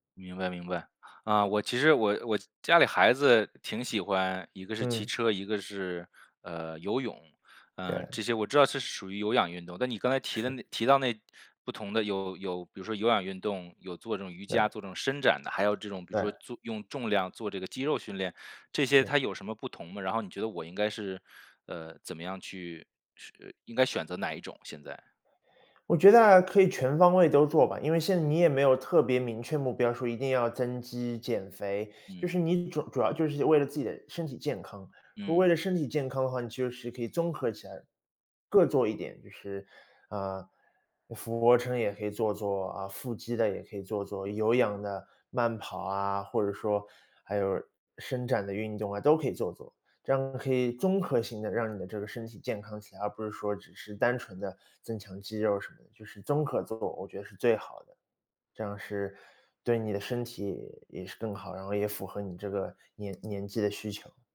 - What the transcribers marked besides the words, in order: none
- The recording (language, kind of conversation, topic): Chinese, advice, 我该如何养成每周固定运动的习惯？